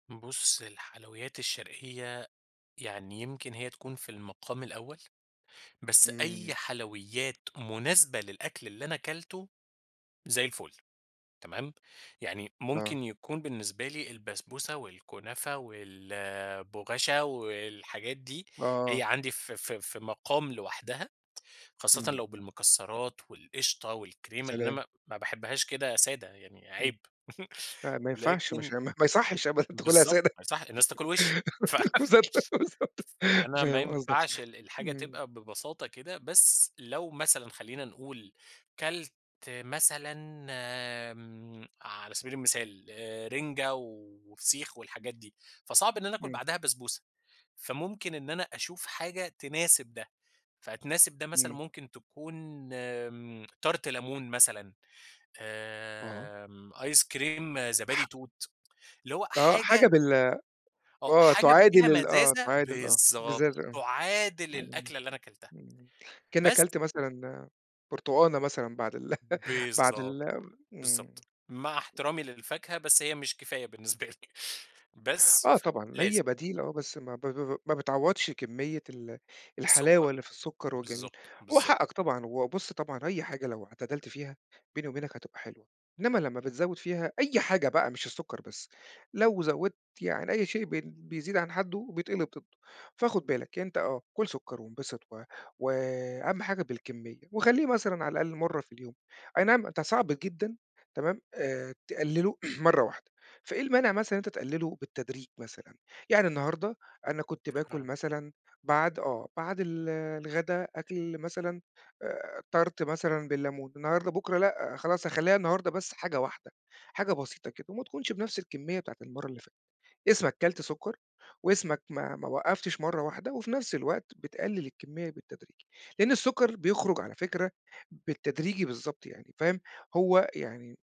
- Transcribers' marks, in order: tapping; chuckle; laughing while speaking: "تاكلها سادة! بالضبط، بالضبط"; giggle; laughing while speaking: "ف"; in English: "Tart"; unintelligible speech; chuckle; laughing while speaking: "كفاية بالنسبة لي"; chuckle; throat clearing; unintelligible speech; in English: "Tart"
- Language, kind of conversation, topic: Arabic, advice, إزاي رغبتك الشديدة في الحلويات بتأثر على قدرتك تلتزم بنظامك الغذائي؟
- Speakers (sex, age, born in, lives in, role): male, 30-34, Egypt, Romania, user; male, 40-44, Egypt, Portugal, advisor